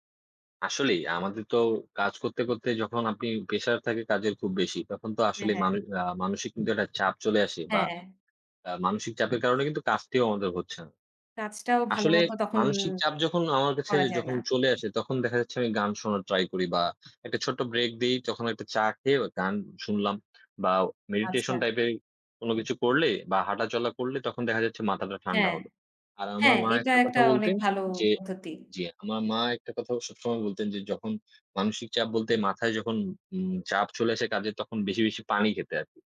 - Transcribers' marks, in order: tapping; horn; other background noise
- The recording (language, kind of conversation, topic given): Bengali, unstructured, আপনি কীভাবে নিজের সময় ভালোভাবে পরিচালনা করেন?
- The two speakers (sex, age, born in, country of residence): female, 30-34, Bangladesh, Bangladesh; male, 20-24, Bangladesh, Bangladesh